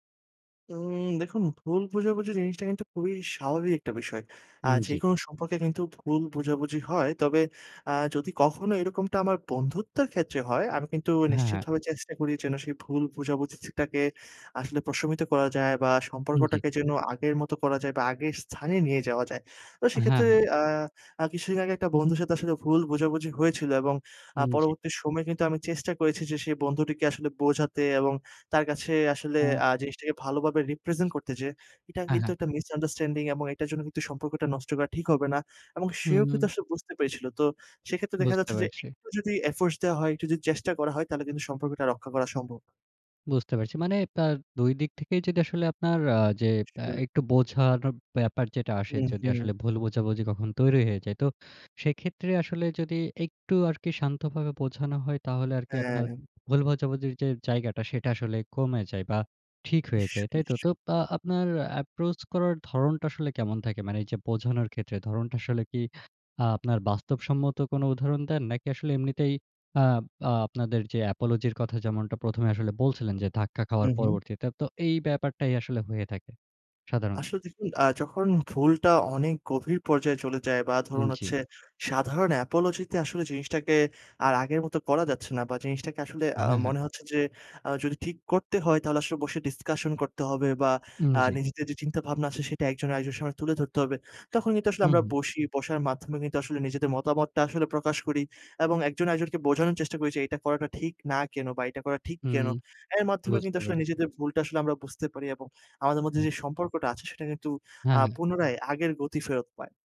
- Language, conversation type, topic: Bengali, podcast, কনসার্টে কি আপনার নতুন বন্ধু হওয়ার কোনো গল্প আছে?
- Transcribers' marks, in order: in English: "রিপ্রেজেন্ট"; in English: "মিসআন্ডারস্ট্যান্ডিং"; in English: "এফোর্টস"; in English: "approach"; in English: "apology"; in English: "apology"; in English: "discusion"